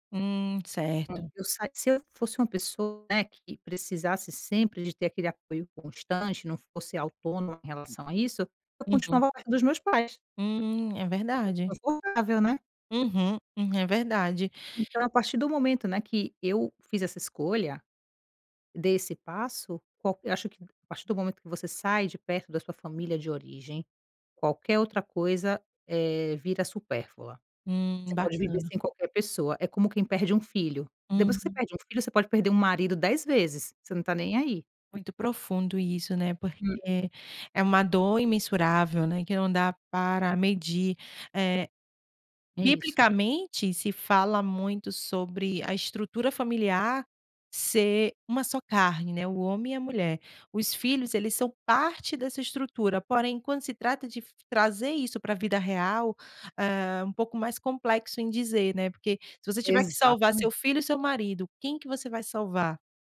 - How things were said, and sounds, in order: unintelligible speech; other noise
- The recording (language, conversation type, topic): Portuguese, podcast, Como lidar quando o apoio esperado não aparece?